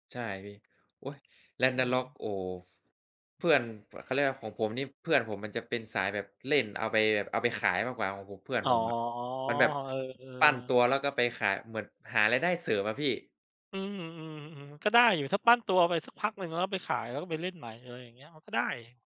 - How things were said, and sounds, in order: drawn out: "อ๋อ"
- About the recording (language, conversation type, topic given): Thai, unstructured, คุณคิดว่าการเล่นเกมออนไลน์ส่งผลต่อชีวิตประจำวันของคุณไหม?